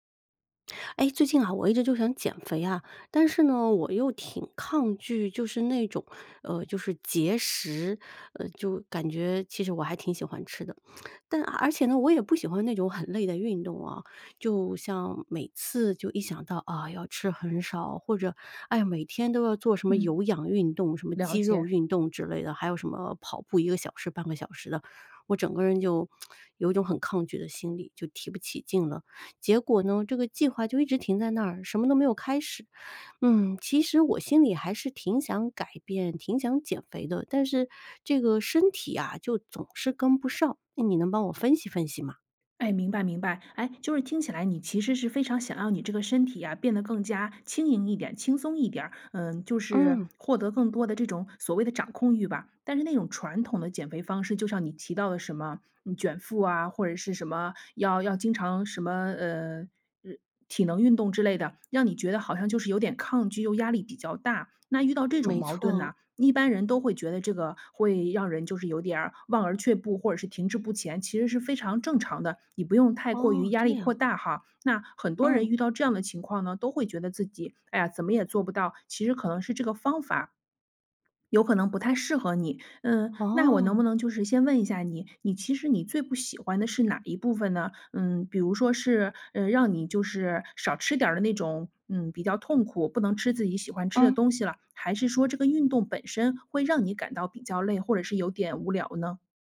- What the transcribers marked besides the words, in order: tongue click; lip smack; tsk; swallow
- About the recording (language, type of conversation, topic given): Chinese, advice, 如果我想减肥但不想节食或过度运动，该怎么做才更健康？